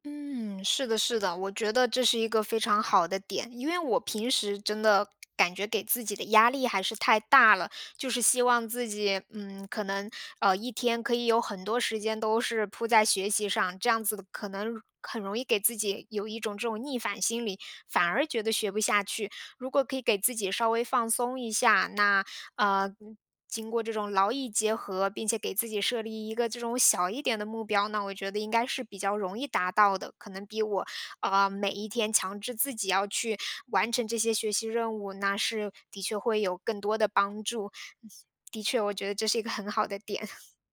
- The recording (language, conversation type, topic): Chinese, advice, 我为什么总是容易分心，导致任务无法完成？
- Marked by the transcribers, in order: other background noise; chuckle